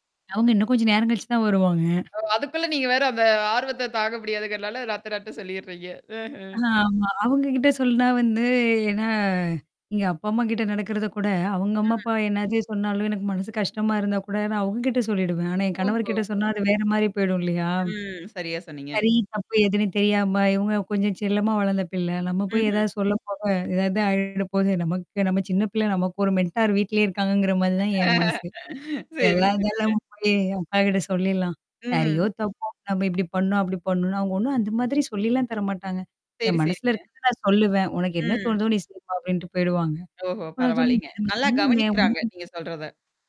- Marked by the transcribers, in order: laughing while speaking: "ஒ! அதுக்குள்ள, நீங்க வேற அந்த ஆர்வத்த தாங்க முடியாதுங்கிறனால, நாத்தனார்ட்ட சொல்லிர்றீங்க. அஹ்ம்"; distorted speech; static; laughing while speaking: "ஆமா"; "சொல்லணும்னா" said as "சொல்ன்னா"; in English: "மென்டார்"; laughing while speaking: "ஆ சரி, சரிங்க"; other background noise; mechanical hum
- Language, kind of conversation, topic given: Tamil, podcast, உங்கள் துணையின் குடும்பத்துடன் உள்ள உறவுகளை நீங்கள் எவ்வாறு நிர்வகிப்பீர்கள்?